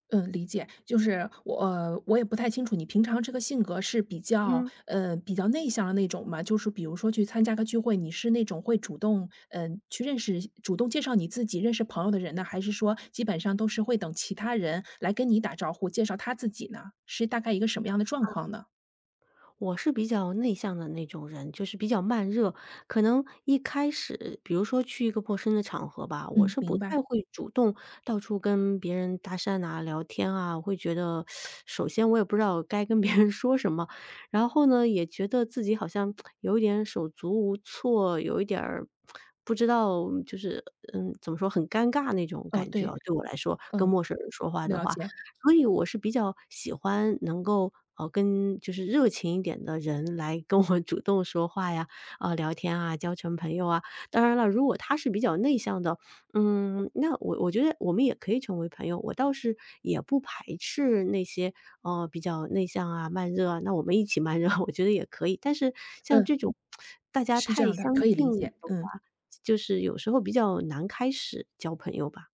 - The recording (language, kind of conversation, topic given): Chinese, advice, 我在重建社交圈时遇到困难，不知道该如何结交新朋友？
- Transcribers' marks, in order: other background noise; teeth sucking; laughing while speaking: "别人"; lip smack; lip smack; laughing while speaking: "跟我"; laughing while speaking: "热"; lip smack